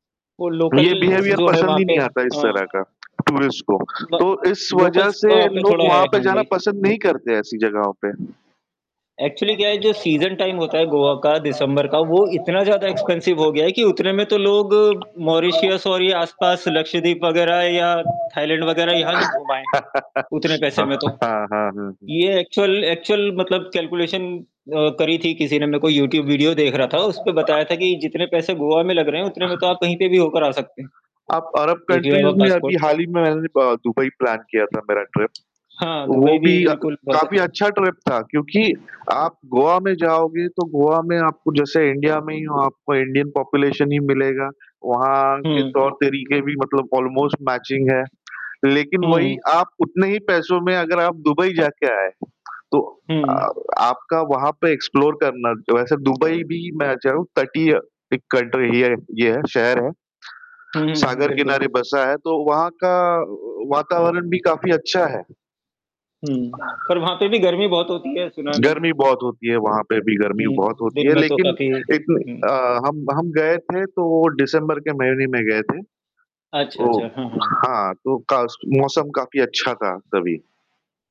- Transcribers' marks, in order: static; in English: "लोकल्स"; in English: "बिहेवियर"; in English: "लोकल्स"; other background noise; in English: "टूरिस्ट"; in English: "एक्चुअली"; in English: "सीज़न टाइम"; laugh; laughing while speaking: "हाँ, हाँ, हाँ"; in English: "एक्सपेंसिव"; in English: "कंट्रीज़"; in English: "प्लान"; in English: "एक्चुअल एक्चुअल"; in English: "कैलकुलेशन"; in English: "ट्रिप"; in English: "ट्रिप"; in English: "इफ़ यू हैव अ पासपोर्ट"; in English: "पॉपुलेशन"; horn; in English: "ऑलमोस्ट मैचिंग"; in English: "एक्सप्लोर"; in English: "कल्टर एरिया"; distorted speech; background speech; tapping
- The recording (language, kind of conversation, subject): Hindi, unstructured, गर्मी की छुट्टियाँ बिताने के लिए आप पहाड़ों को पसंद करते हैं या समुद्र तट को?
- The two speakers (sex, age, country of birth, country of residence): male, 35-39, India, India; male, 40-44, India, India